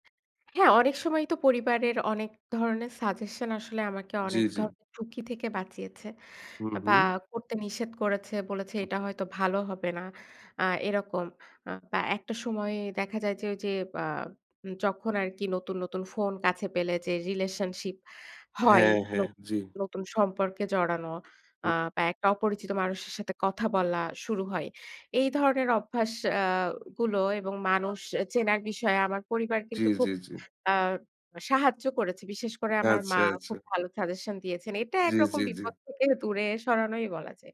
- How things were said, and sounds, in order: other background noise; laughing while speaking: "থেকে"
- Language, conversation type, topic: Bengali, podcast, পরিবারের সমর্থন আপনার জীবনে কীভাবে কাজ করে?